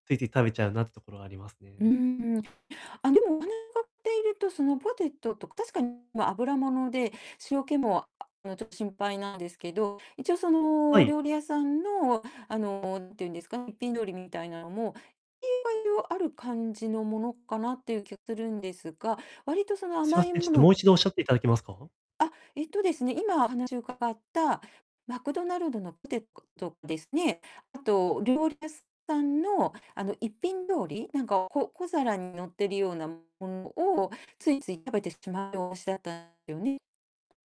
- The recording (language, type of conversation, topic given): Japanese, advice, 間食が多くて困っているのですが、どうすれば健康的に間食を管理できますか？
- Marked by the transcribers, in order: distorted speech; other background noise; unintelligible speech; tapping